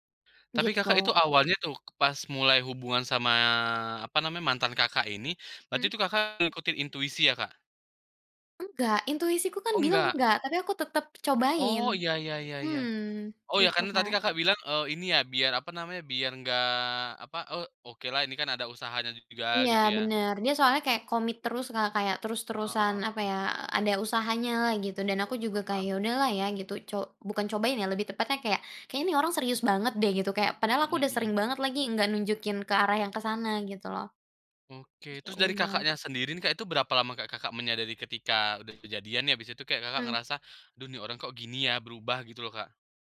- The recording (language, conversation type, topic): Indonesian, podcast, Bagaimana kamu belajar mempercayai intuisi sendiri?
- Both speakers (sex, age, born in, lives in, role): female, 20-24, Indonesia, Indonesia, guest; male, 30-34, Indonesia, Indonesia, host
- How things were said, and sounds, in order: none